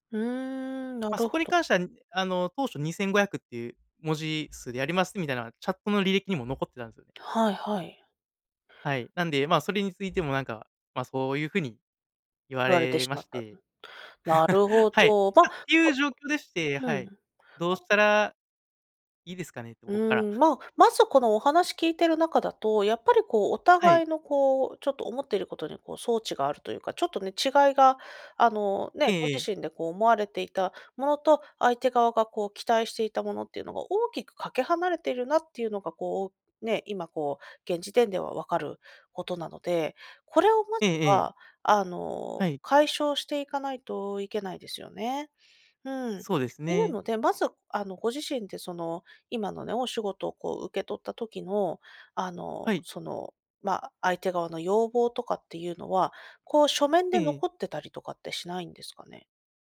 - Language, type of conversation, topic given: Japanese, advice, 初めての顧客クレーム対応で動揺している
- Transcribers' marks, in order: other noise; laugh